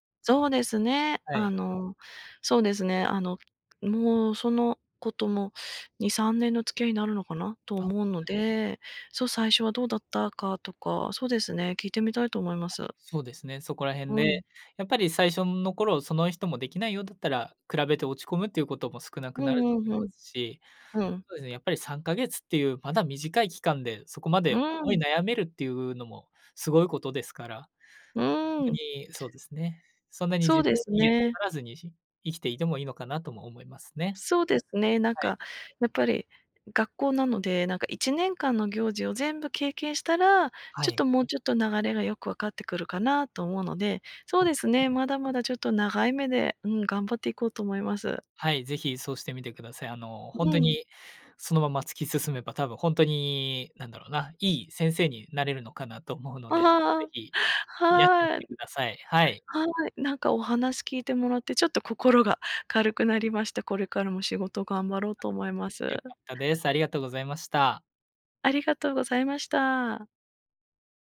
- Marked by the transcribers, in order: other background noise; tapping
- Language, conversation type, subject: Japanese, advice, 同僚と比べて自分には価値がないと感じてしまうのはなぜですか？